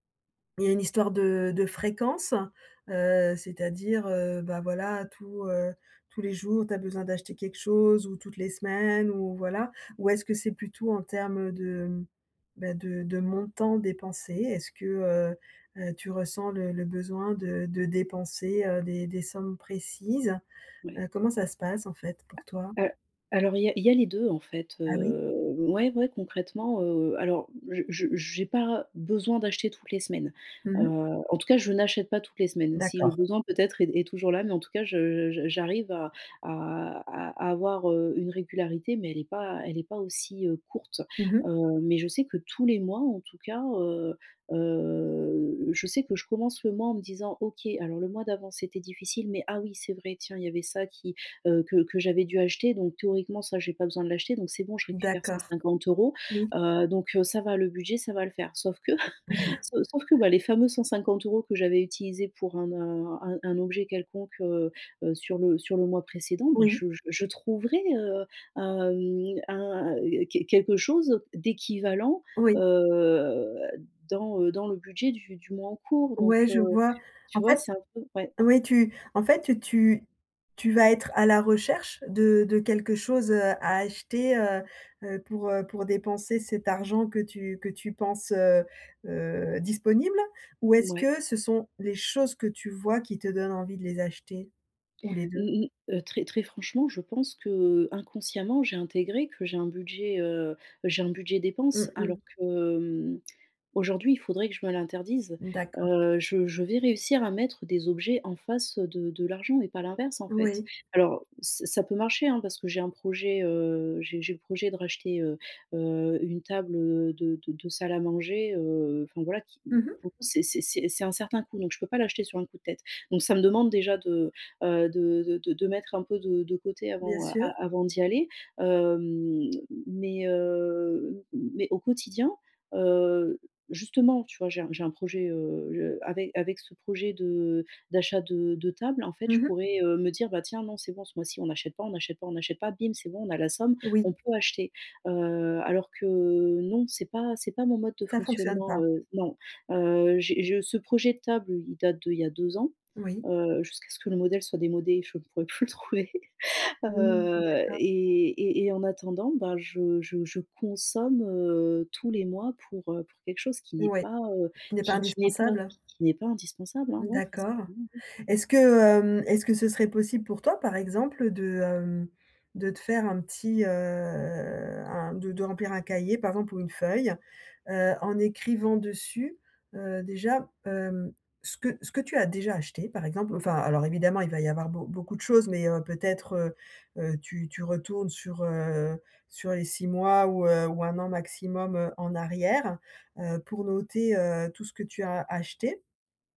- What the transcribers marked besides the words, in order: tapping; drawn out: "heu"; other background noise; chuckle; drawn out: "heu"; laughing while speaking: "plus le trouver"; drawn out: "heu"
- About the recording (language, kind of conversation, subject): French, advice, Comment puis-je distinguer mes vrais besoins de mes envies d’achats matériels ?